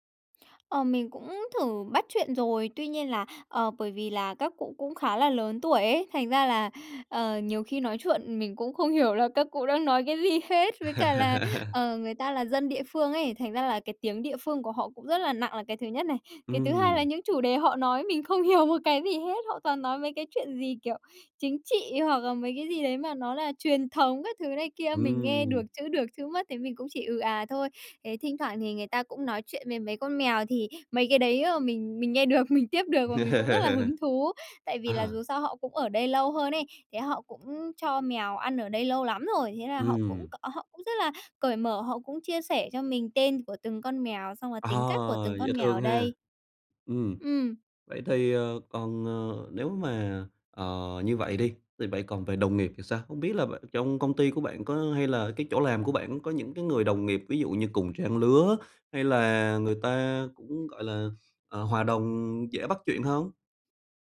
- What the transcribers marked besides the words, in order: tapping; laughing while speaking: "không hiểu là các cụ … Với cả là"; laugh; laughing while speaking: "không hiểu một cái gì hết"; laughing while speaking: "được"; laugh
- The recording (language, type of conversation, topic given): Vietnamese, advice, Làm sao để kết bạn ở nơi mới?